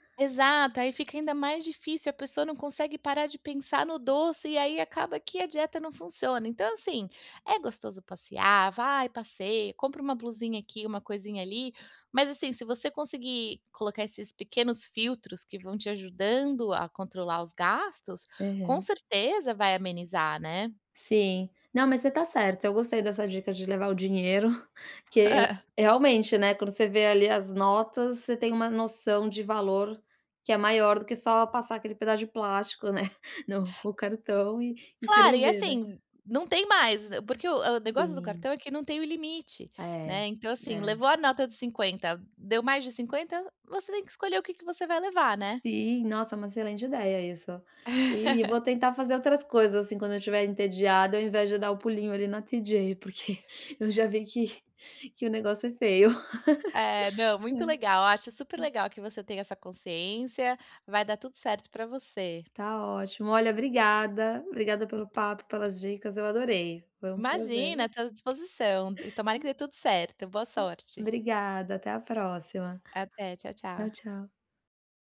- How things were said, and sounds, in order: chuckle; laughing while speaking: "né"; tapping; chuckle; put-on voice: "TJ"; laughing while speaking: "porque"; laughing while speaking: "que"; laugh; other background noise
- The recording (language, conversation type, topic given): Portuguese, advice, Como posso evitar compras impulsivas quando estou estressado ou cansado?